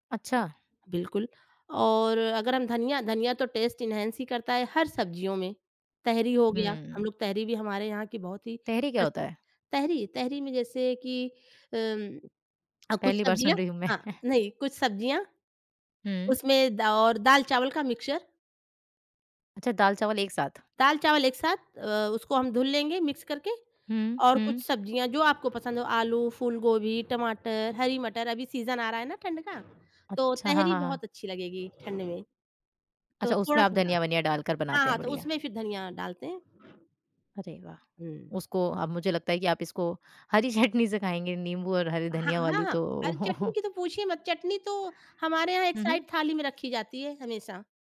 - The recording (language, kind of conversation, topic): Hindi, podcast, बचे हुए खाने को आप किस तरह नए व्यंजन में बदलते हैं?
- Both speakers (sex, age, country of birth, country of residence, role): female, 20-24, India, India, host; female, 30-34, India, India, guest
- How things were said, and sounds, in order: in English: "टेस्ट एन्हांस"; chuckle; in English: "मिक्सचर"; in English: "मिक्स"; in English: "सीज़न"; other background noise; laughing while speaking: "चटनी"; chuckle; in English: "साइड थाली"